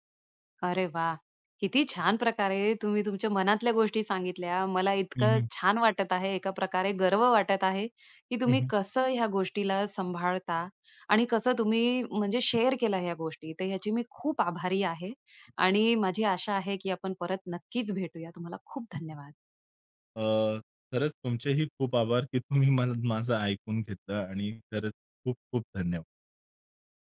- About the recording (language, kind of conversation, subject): Marathi, podcast, प्रेरणा तुम्हाला मुख्यतः कुठून मिळते, सोप्या शब्दात सांगा?
- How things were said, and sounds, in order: in English: "शेअर"; other background noise